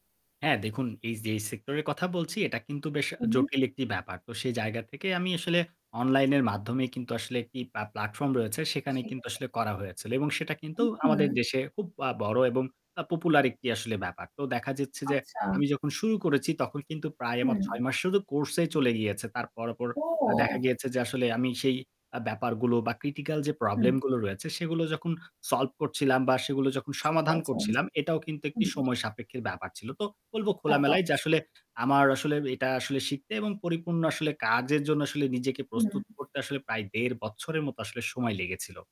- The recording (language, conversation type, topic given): Bengali, podcast, সমাজের প্রত্যাশা উপেক্ষা করে নিজে সিদ্ধান্ত নেওয়ার অভিজ্ঞতা কেমন ছিল?
- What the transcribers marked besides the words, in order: static; in English: "critical"